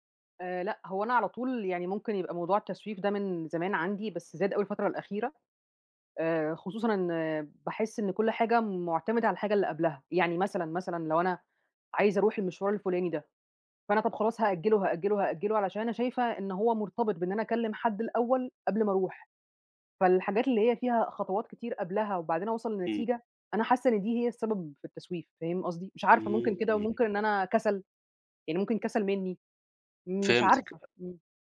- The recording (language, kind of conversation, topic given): Arabic, advice, ليه بفضل أأجل مهام مهمة رغم إني ناوي أخلصها؟
- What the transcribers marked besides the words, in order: none